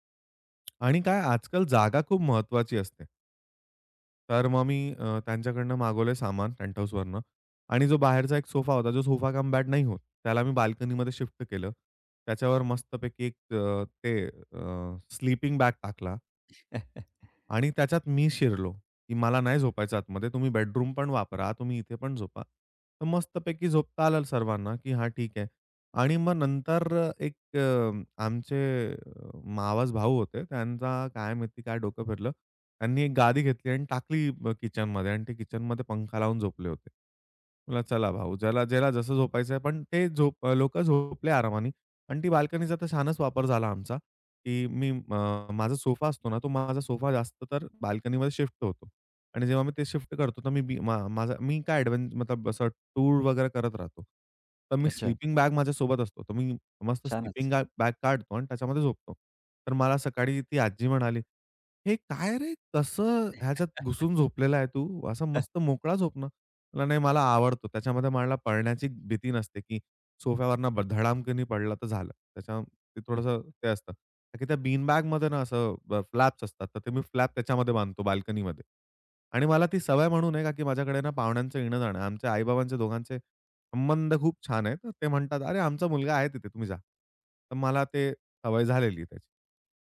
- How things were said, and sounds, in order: tapping; other background noise; chuckle; in Hindi: "मतलब"; laugh; chuckle; in English: "फ्लॅप्स"; in English: "फ्लॅप"
- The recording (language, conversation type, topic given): Marathi, podcast, घरात जागा कमी असताना घराची मांडणी आणि व्यवस्थापन तुम्ही कसे करता?